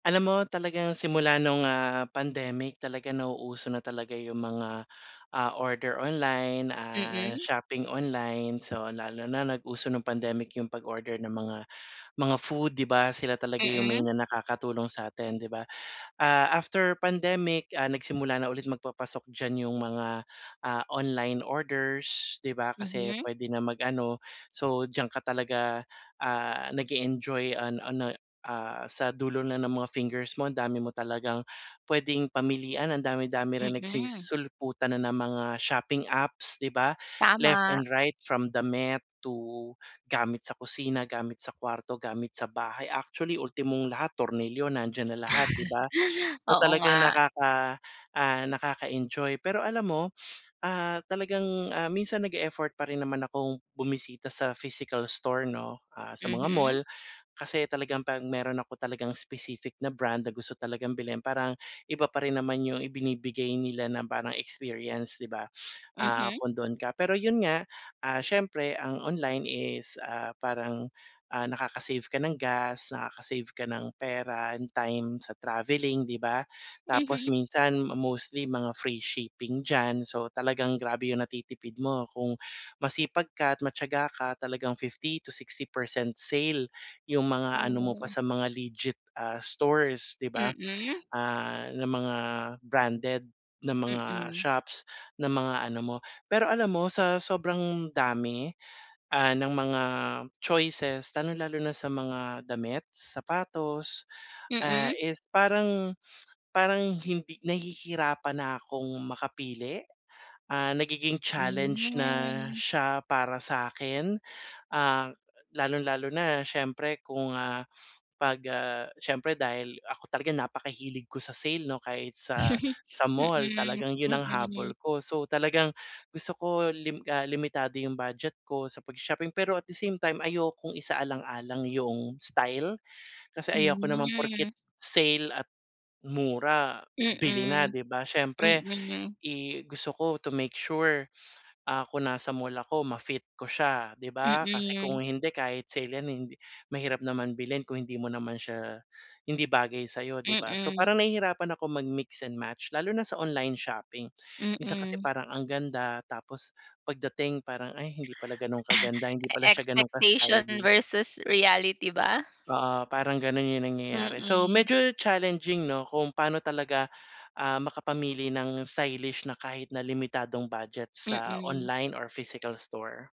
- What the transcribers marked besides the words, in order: tapping; chuckle; chuckle
- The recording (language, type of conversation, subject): Filipino, advice, Paano ako makakapamili ng damit na may estilo kahit limitado ang badyet?